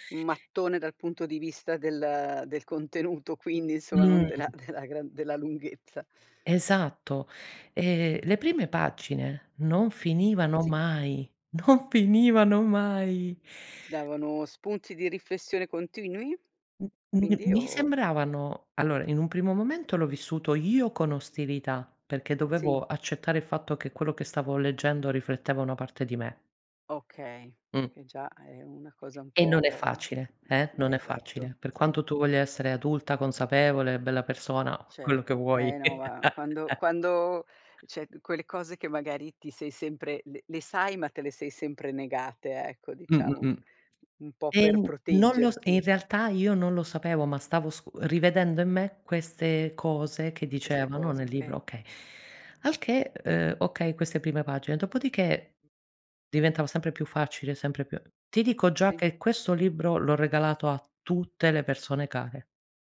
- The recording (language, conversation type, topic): Italian, podcast, Come capisci quando è il momento di ascoltare invece di parlare?
- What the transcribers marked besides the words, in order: laughing while speaking: "contenuto"; laughing while speaking: "della della"; laughing while speaking: "non finivano mai!"; unintelligible speech; tapping; "esatto" said as "satto"; "cioè" said as "ceh"; chuckle; stressed: "tutte"